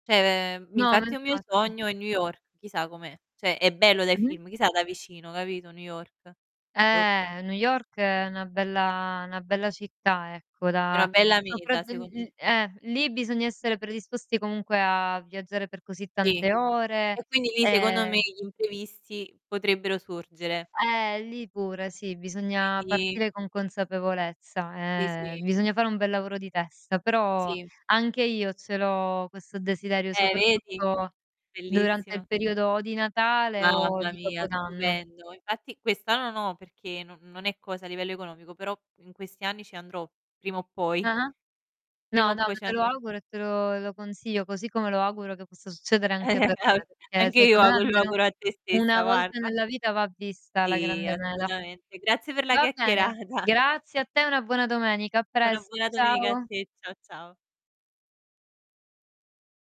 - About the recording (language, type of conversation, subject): Italian, unstructured, Quali consigli daresti a chi viaggia per la prima volta?
- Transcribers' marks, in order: "Cioè" said as "ceh"; static; "Cioè" said as "ceh"; other background noise; tapping; distorted speech; chuckle; laughing while speaking: "chiacchierata"